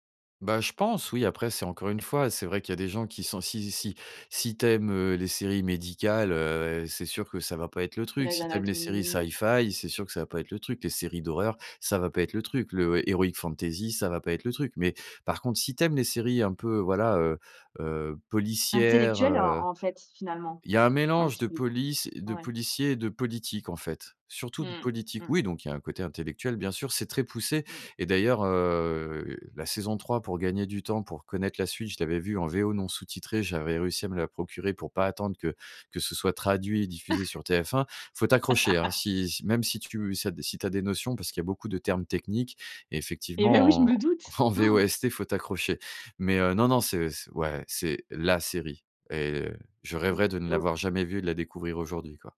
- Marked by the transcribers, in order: in English: "Sci-Fi"; in English: "heroic fantasy"; chuckle; laugh; laughing while speaking: "Eh beh oui, je me doute"; laughing while speaking: "en VOST"; stressed: "la"
- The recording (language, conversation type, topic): French, podcast, Quelle série télévisée t’a scotché devant l’écran, et pourquoi ?